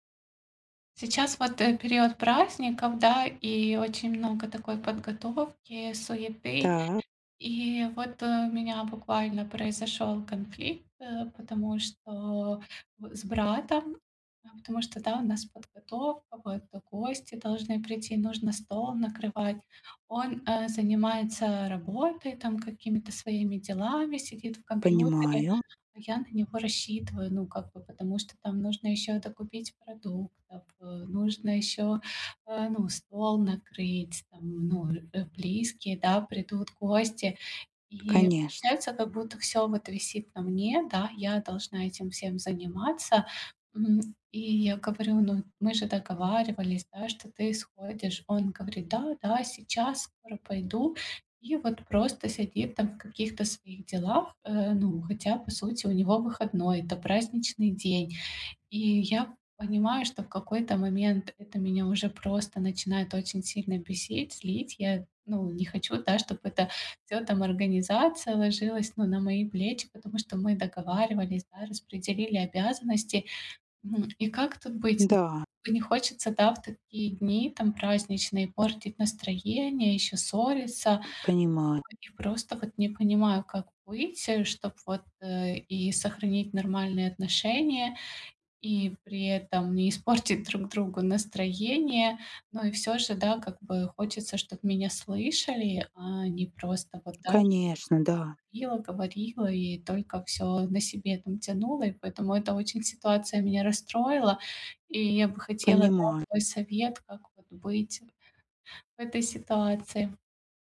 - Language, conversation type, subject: Russian, advice, Как мирно решить ссору во время семейного праздника?
- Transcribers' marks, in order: tapping; other background noise; other noise